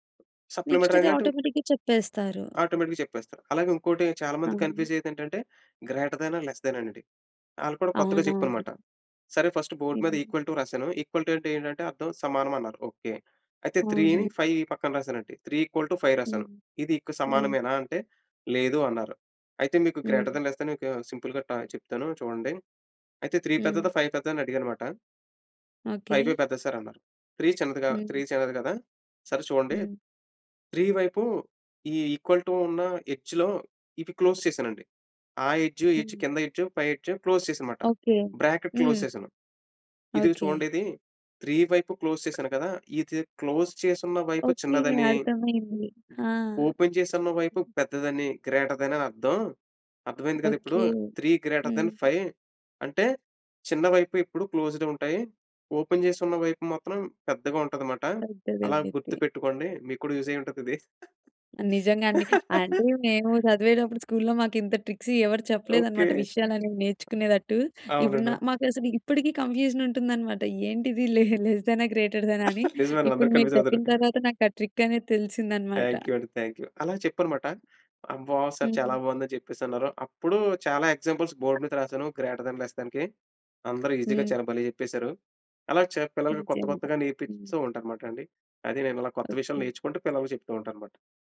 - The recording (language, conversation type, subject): Telugu, podcast, కొత్త విషయాలను నేర్చుకోవడం మీకు ఎందుకు ఇష్టం?
- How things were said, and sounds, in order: in English: "సప్లిమెంటరీ యాంగిల్"; in English: "నెక్స్ట్"; in English: "ఆటోమేటిక్‌గా"; in English: "ఆటోమేటిక్‌గా"; in English: "కన్‌ఫ్యూజ్"; in English: "గ్రేటర్ థాన్, లెస్ థాన్"; in English: "ఫస్ట్ బోర్డ్"; in English: "ఈక్వల్ టూ"; in English: "ఈక్వల్ టూ"; in English: "త్రీని, ఫైవ్"; in English: "త్రీ ఈక్వల్ టూ ఫైవ్"; in English: "గ్రేటర్ థాన్, లేస్ థాన్ సింపుల్‌గా"; in English: "త్రీ"; in English: "ఫైవ్"; in English: "సార్"; in English: "త్రి"; in English: "త్రి"; in English: "ఈక్వల్ టూ"; in English: "ఎడ్జ్‌లో"; in English: "క్లోజ్"; in English: "ఎడ్జ్"; in English: "ఎడ్జ్"; in English: "ఎడ్జ్"; in English: "ఎడ్జ్ క్లోజ్"; in English: "బ్రాకెట్ క్లోజ్"; other background noise; in English: "త్రి"; in English: "క్లోజ్"; in English: "క్లోజ్"; in English: "ఓపెన్"; in English: "గ్రేటర్ దెన్"; tapping; in English: "త్రి గ్రేటర్ దెన్ ఫైవ్"; in English: "క్లోస్డ్"; in English: "ఓపెన్"; in English: "యూజ్"; laugh; in English: "స్కూల్‌లో"; in English: "ట్రిక్స్"; in English: "కన్ఫ్యూజన్"; giggle; in English: "కన్ఫ్యూజ్"; in English: "ట్రిక్"; in English: "సార్"; in English: "ఎగ్జాంపుల్స్ బోర్డ్"; in English: "గ్రేటర్ దెన్, లెస్ దెన్‌కి"; in English: "ఈజీ‌గా"